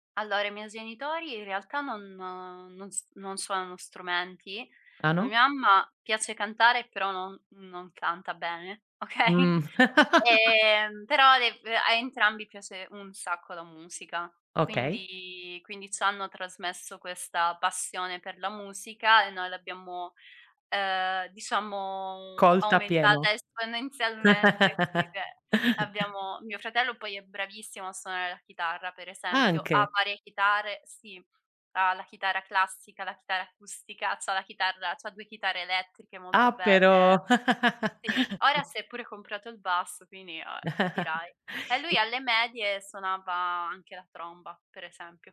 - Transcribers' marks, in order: laughing while speaking: "okay"; laugh; drawn out: "Quindi"; drawn out: "diciamo"; tapping; laugh; chuckle; "chitarre" said as "chitare"; chuckle; other background noise; chuckle
- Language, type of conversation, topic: Italian, podcast, In che modo la musica esprime emozioni che non riesci a esprimere a parole?